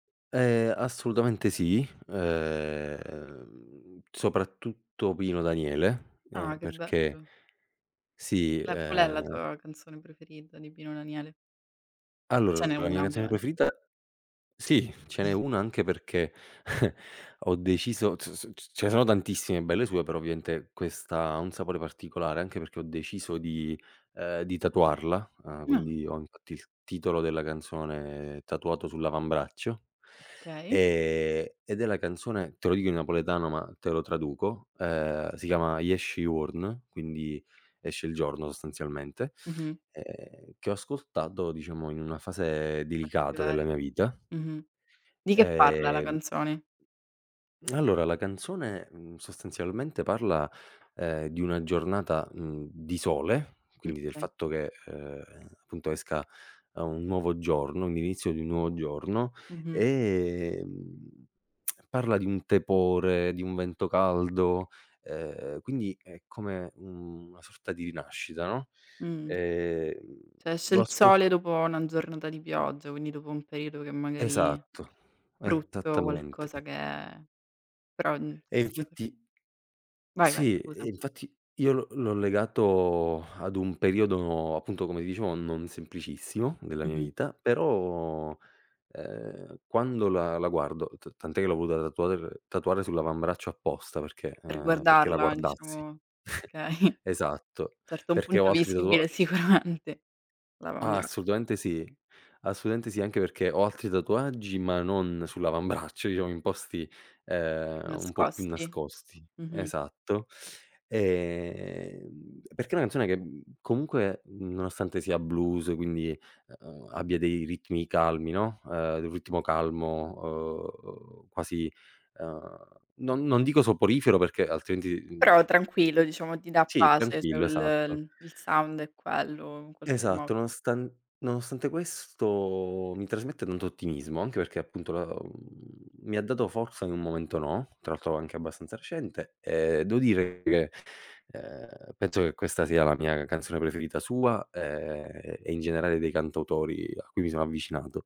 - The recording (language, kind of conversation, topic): Italian, podcast, Com'è cambiato il tuo gusto musicale nel tempo?
- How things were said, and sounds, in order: drawn out: "ehm"; other background noise; drawn out: "ehm"; chuckle; "Okay" said as "kay"; drawn out: "Ehm"; tapping; drawn out: "ehm"; tsk; drawn out: "ehm"; "Cioè" said as "ceh"; unintelligible speech; sigh; laughing while speaking: "kay"; "okay" said as "kay"; chuckle; laughing while speaking: "sicuramente"; laughing while speaking: "sull'avambraccio"; drawn out: "Ehm"; in English: "sound"; unintelligible speech; drawn out: "mhmm"